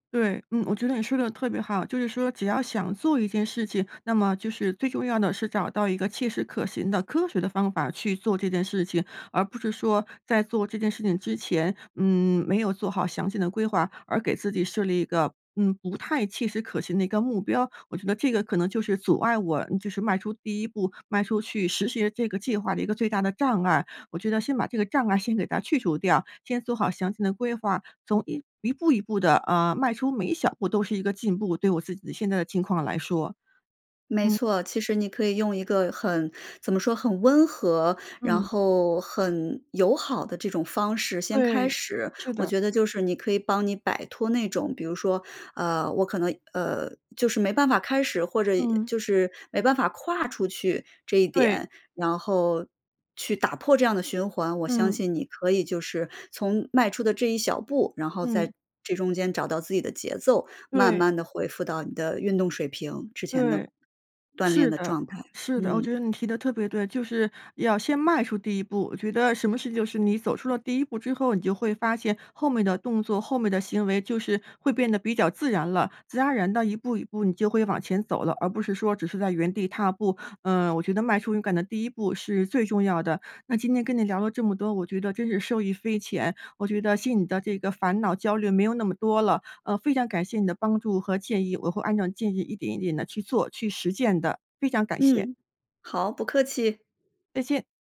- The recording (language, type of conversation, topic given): Chinese, advice, 难以坚持定期锻炼，常常半途而废
- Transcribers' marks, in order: none